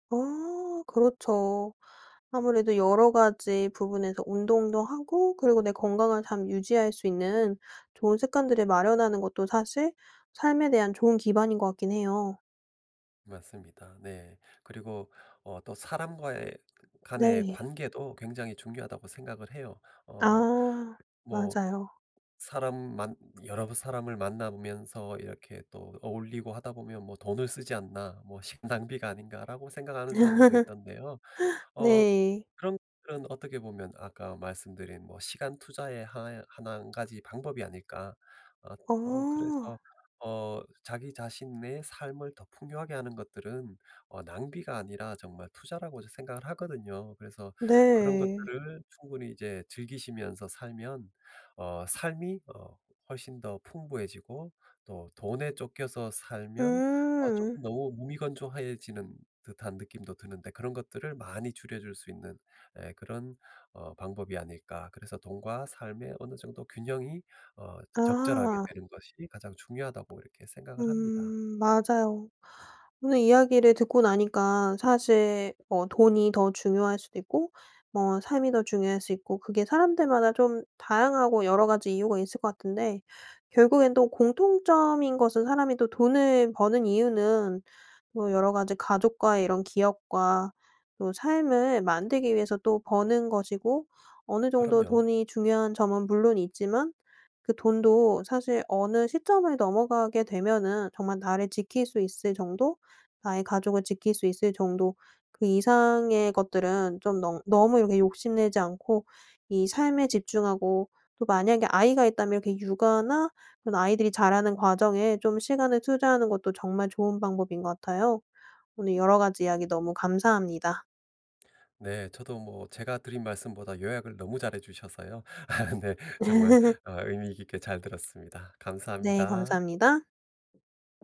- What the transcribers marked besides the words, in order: other background noise; laugh; laugh; laughing while speaking: "아 네"
- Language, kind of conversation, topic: Korean, podcast, 돈과 삶의 의미는 어떻게 균형을 맞추나요?